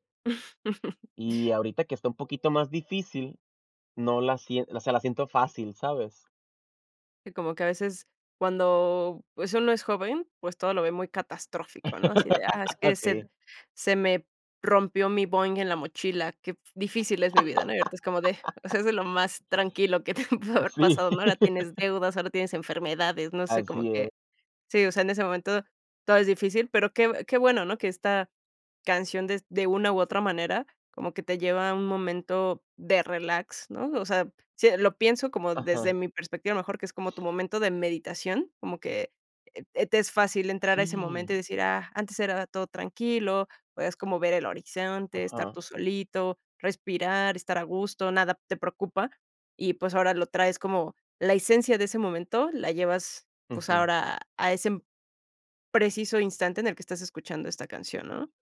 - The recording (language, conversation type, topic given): Spanish, podcast, ¿Qué canción te devuelve a una época concreta de tu vida?
- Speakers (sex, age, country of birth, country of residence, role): female, 35-39, Mexico, Mexico, host; male, 25-29, Mexico, Mexico, guest
- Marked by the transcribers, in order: chuckle; laugh; laugh; laughing while speaking: "te pudo"; laugh